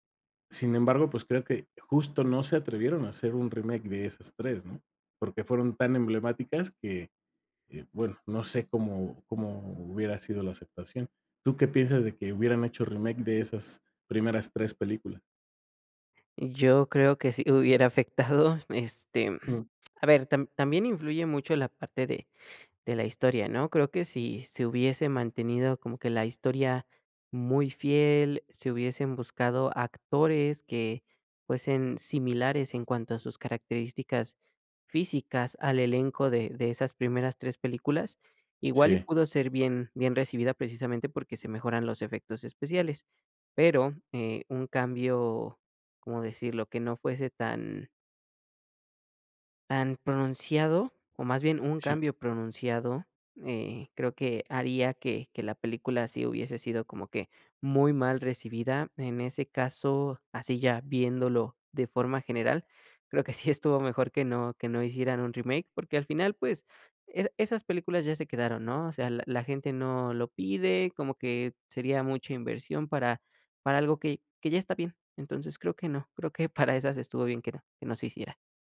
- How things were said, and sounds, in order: laughing while speaking: "sí"
- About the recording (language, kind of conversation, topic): Spanish, podcast, ¿Te gustan más los remakes o las historias originales?